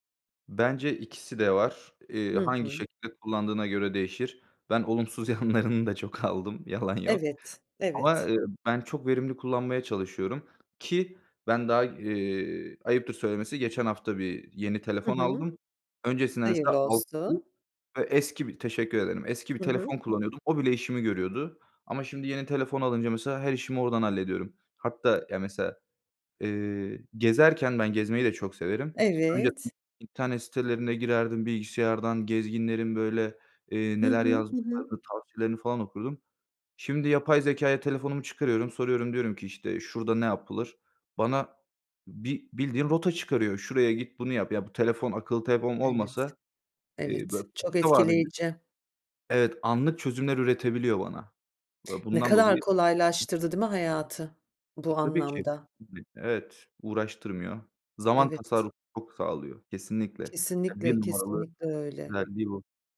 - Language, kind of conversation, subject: Turkish, podcast, Akıllı telefonlar hayatımızı nasıl değiştirdi?
- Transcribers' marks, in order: laughing while speaking: "yanlarını da çok aldım, yalan yok"; unintelligible speech; tapping; other background noise; unintelligible speech